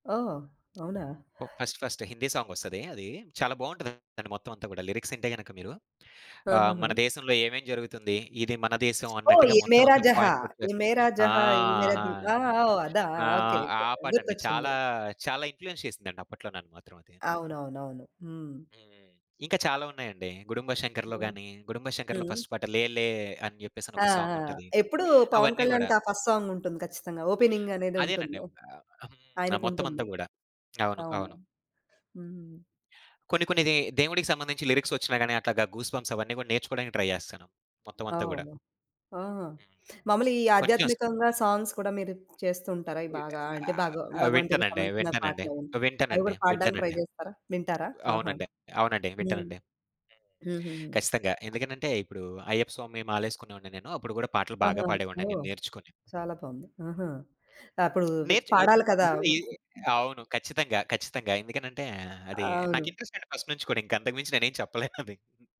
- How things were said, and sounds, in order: in English: "ఫస్ట్"; in English: "పాయింట్ అవుట్"; in English: "ఇన్‌ఫ్లూ‌యన్స్"; in English: "ఫస్ట్"; in English: "ఫస్ట్"; in English: "ఓపెనింగ్"; in English: "గూస్ బంప్స్"; in English: "ట్రై"; other noise; in English: "సాంగ్స్"; in English: "ట్రై"; other background noise; in English: "ఫస్ట్"; giggle
- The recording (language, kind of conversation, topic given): Telugu, podcast, నువ్వు ఒక పాటను ఎందుకు ఆపకుండా మళ్లీ మళ్లీ వింటావు?